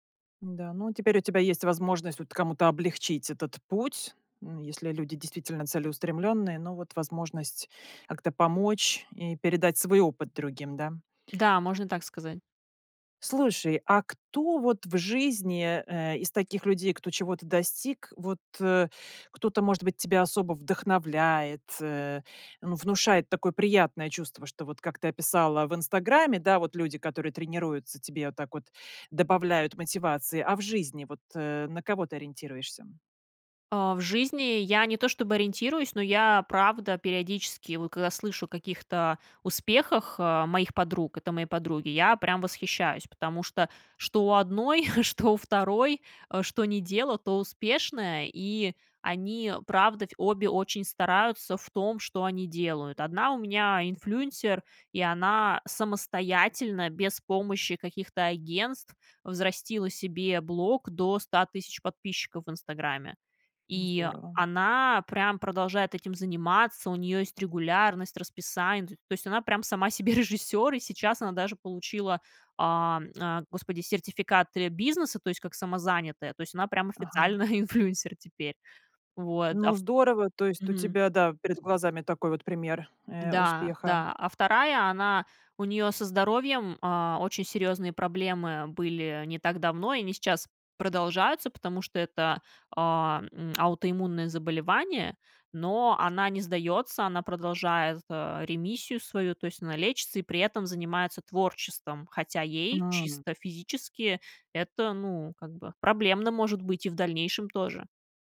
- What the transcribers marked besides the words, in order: chuckle; chuckle; tongue click
- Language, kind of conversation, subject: Russian, podcast, Какие приёмы помогли тебе не сравнивать себя с другими?